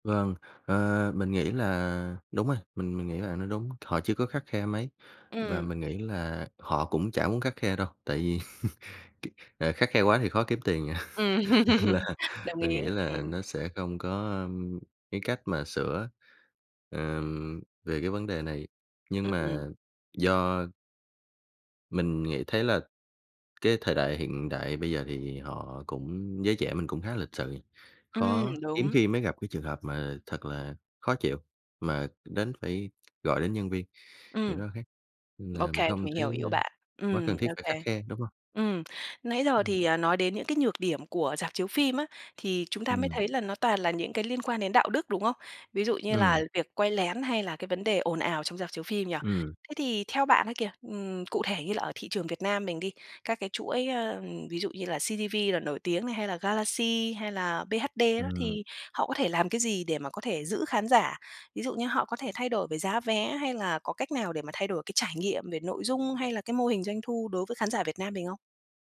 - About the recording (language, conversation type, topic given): Vietnamese, podcast, Bạn nghĩ tương lai của rạp chiếu phim sẽ ra sao khi xem phim trực tuyến ngày càng phổ biến?
- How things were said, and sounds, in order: tapping; other background noise; chuckle; laughing while speaking: "à, là"